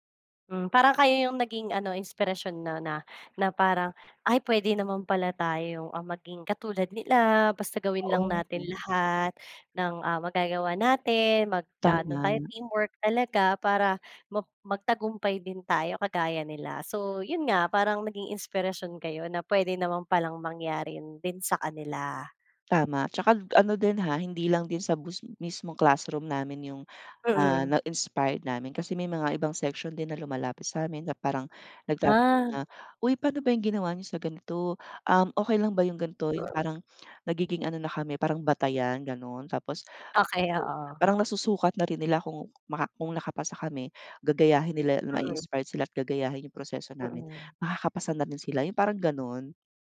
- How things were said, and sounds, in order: none
- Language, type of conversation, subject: Filipino, podcast, Anong kuwento mo tungkol sa isang hindi inaasahang tagumpay?